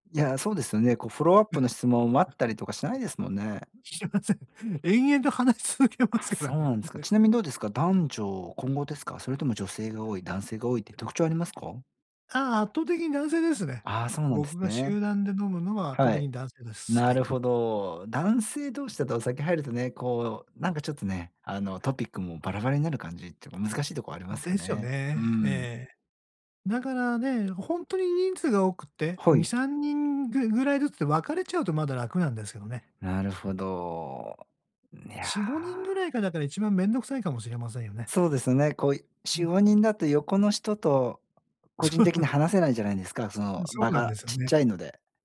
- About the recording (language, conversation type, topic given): Japanese, advice, グループの会話に自然に入るにはどうすればいいですか？
- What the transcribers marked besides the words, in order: in English: "フォローアップ"; chuckle; laughing while speaking: "してません。延々と話し続けますからね。ね"; other noise; laughing while speaking: "そう"